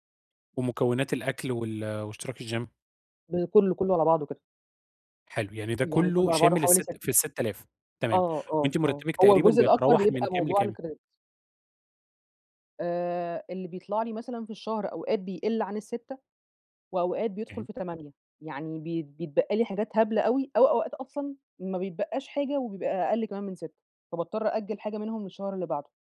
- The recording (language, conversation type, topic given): Arabic, advice, إزاي أقلل مصاريفي من غير ما تأثر على جودة حياتي؟
- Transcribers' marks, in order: in English: "الgym؟"; in English: "الcredit"; unintelligible speech